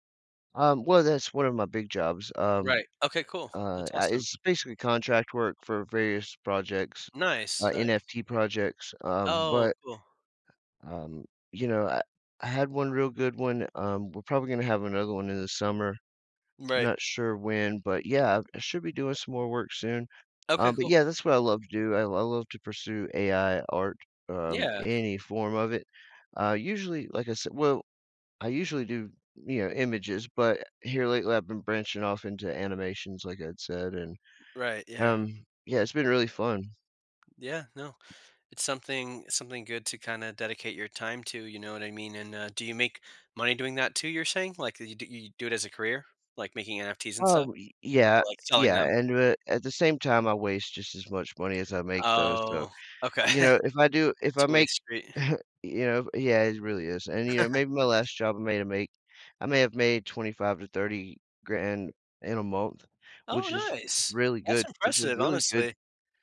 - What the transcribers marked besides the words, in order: grunt; tapping; other background noise; laughing while speaking: "okay"; chuckle; chuckle
- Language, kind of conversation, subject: English, podcast, How have your childhood experiences shaped who you are today?